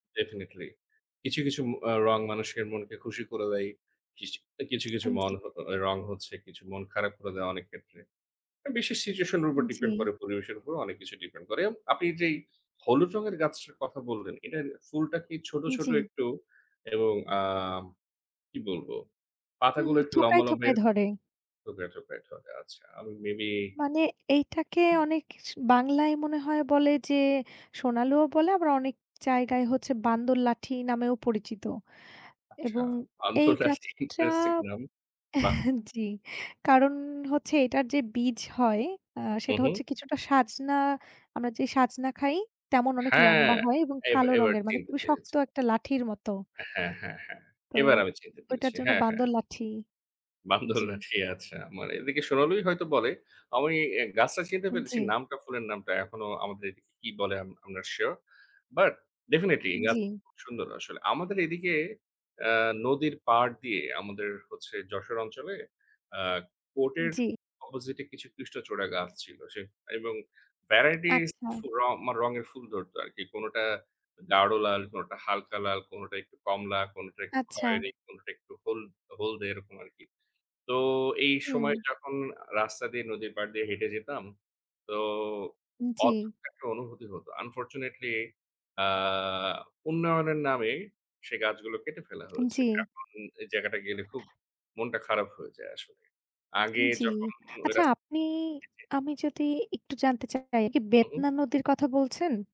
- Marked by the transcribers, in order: in English: "ডেফেনেটলি"; in English: "situation"; scoff; unintelligible speech; scoff; tapping; scoff; in English: "I'm not sure but definitely"; "কৃষ্ণচূড়া" said as "কৃষ্টচোড়া"; in English: "ভ্যারাইটিজ"; in English: "Unfortunately"
- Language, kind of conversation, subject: Bengali, unstructured, প্রকৃতির মাঝে সময় কাটালে আপনি কী অনুভব করেন?